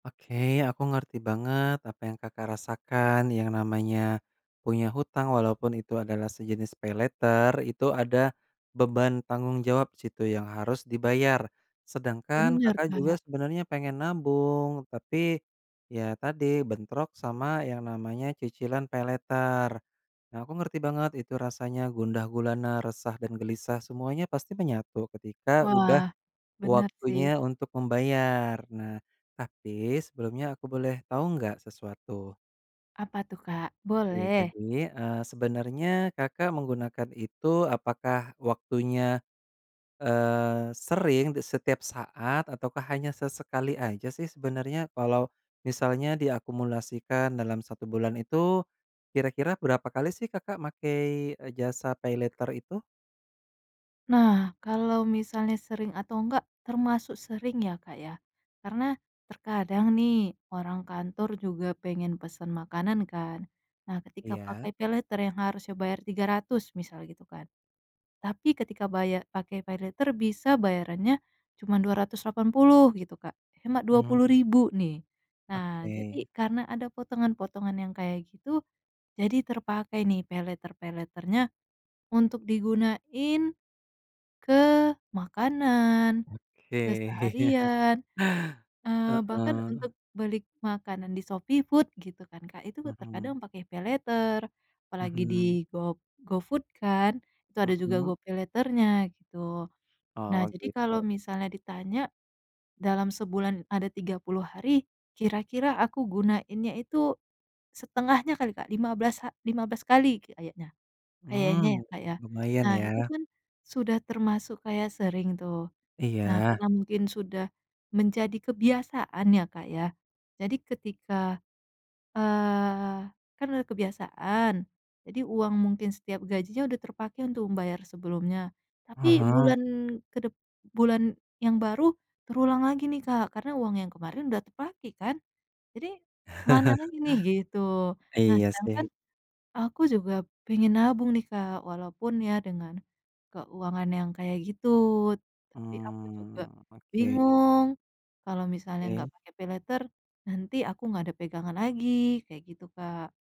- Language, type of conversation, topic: Indonesian, advice, Bagaimana cara menentukan prioritas antara membayar utang dan menabung?
- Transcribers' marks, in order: in English: "paylater"; in English: "paylater"; in English: "paylater"; tapping; in English: "paylater"; in English: "paylater"; in English: "paylater-paylater-nya"; chuckle; in English: "paylater"; chuckle; drawn out: "Mmm"; in English: "paylater"